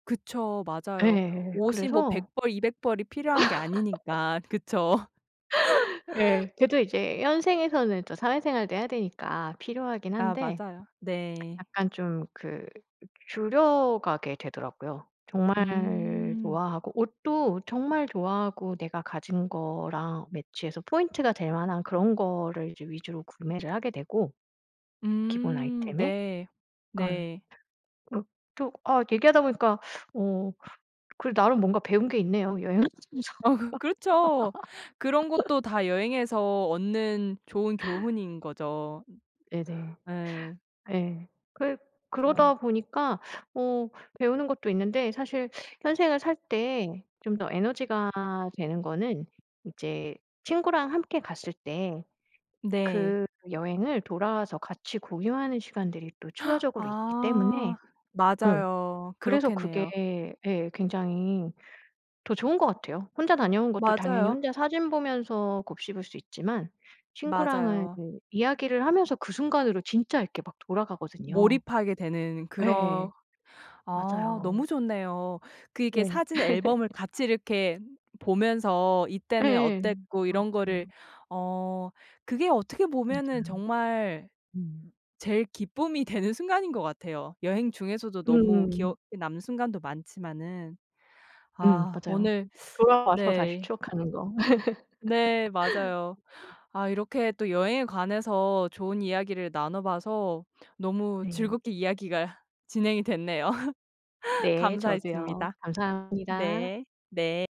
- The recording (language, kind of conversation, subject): Korean, podcast, 함께한 여행 중에서 가장 기억에 남는 순간은 언제였나요?
- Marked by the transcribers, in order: laugh; laughing while speaking: "그쵸"; laugh; other background noise; laugh; tapping; gasp; laugh; laugh; unintelligible speech; laugh